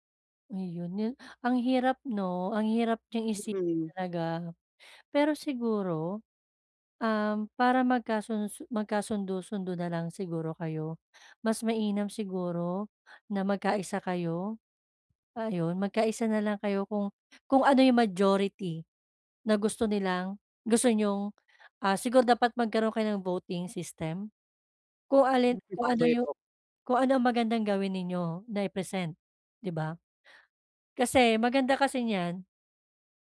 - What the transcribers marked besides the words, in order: none
- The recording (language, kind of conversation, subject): Filipino, advice, Paano ko haharapin ang hindi pagkakasundo ng mga interes sa grupo?